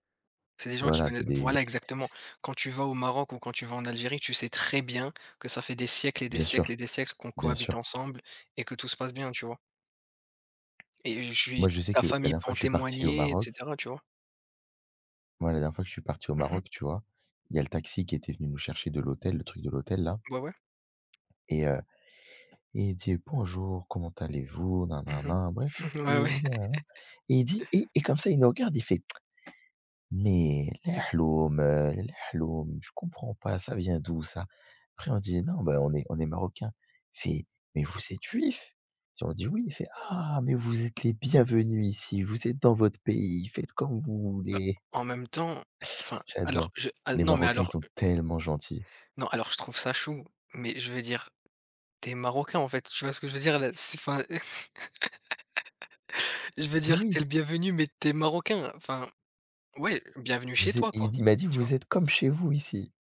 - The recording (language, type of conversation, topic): French, unstructured, As-tu déjà été en colère à cause d’un conflit familial ?
- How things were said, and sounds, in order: other background noise; stressed: "très"; tapping; put-on voice: "Bonjour, comment allez-vous"; other noise; unintelligible speech; laughing while speaking: "Ah ouais"; laugh; tsk; unintelligible speech; put-on voice: "faites comme vous voulez !"; stressed: "tellement"; laugh